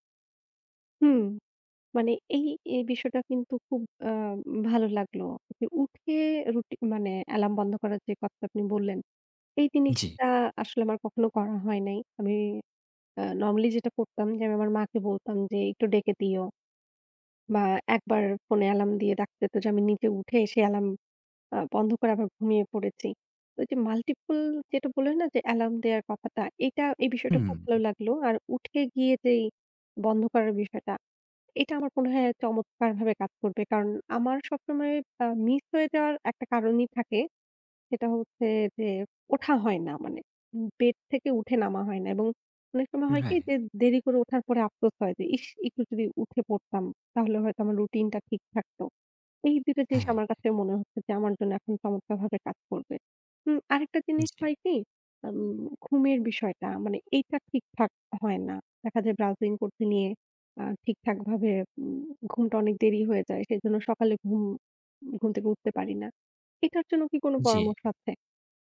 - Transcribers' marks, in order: in English: "multiple"; tapping
- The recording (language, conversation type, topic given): Bengali, advice, দৈনন্দিন রুটিনে আগ্রহ হারানো ও লক্ষ্য স্পষ্ট না থাকা